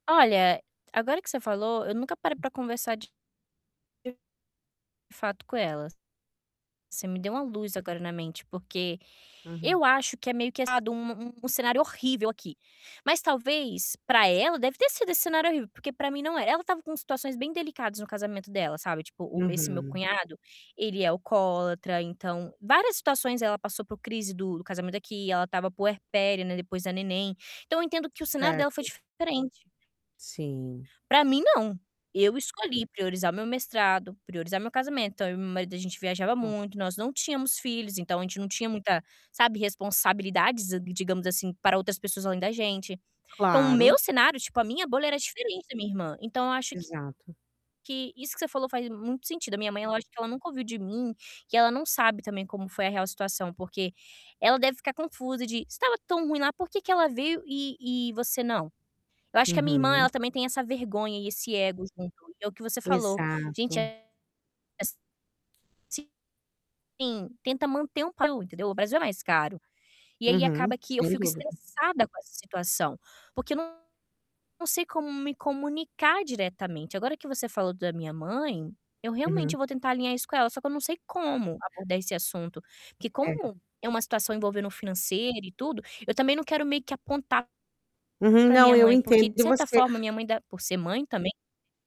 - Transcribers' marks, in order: tapping; distorted speech; static; other background noise
- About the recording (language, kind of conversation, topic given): Portuguese, advice, Como os conflitos familiares têm causado estresse e afetado o seu bem-estar?